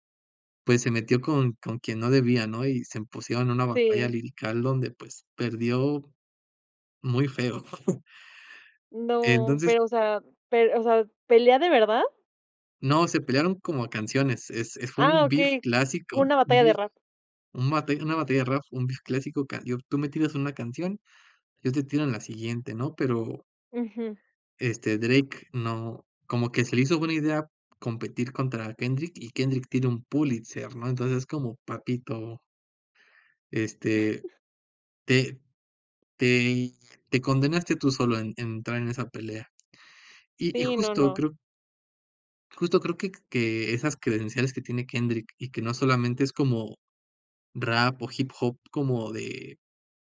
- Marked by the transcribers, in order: "lírica" said as "lirical"; chuckle; in English: "beef"; in English: "beef"; tapping; in English: "beef"; chuckle; other background noise
- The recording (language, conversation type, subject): Spanish, podcast, ¿Qué artista recomendarías a cualquiera sin dudar?